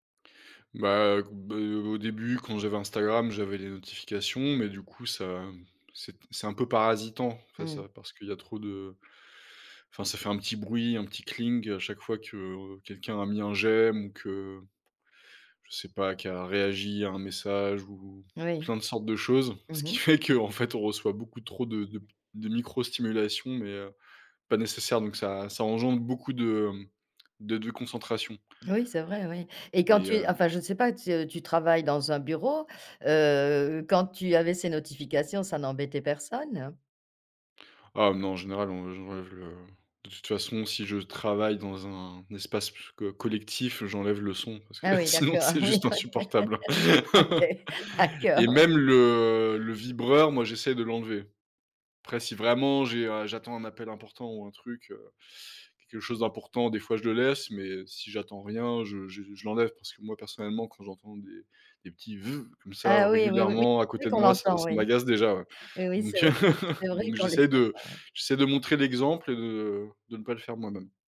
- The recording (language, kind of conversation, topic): French, podcast, Comment gères-tu tes notifications au quotidien ?
- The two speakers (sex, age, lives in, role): female, 60-64, France, host; male, 30-34, France, guest
- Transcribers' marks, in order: laughing while speaking: "ce qui fait que"; laughing while speaking: "parce que, sinon, c'est juste insupportable"; laugh; laughing while speaking: "oui OK. OK. D'accord, oui"; other noise; chuckle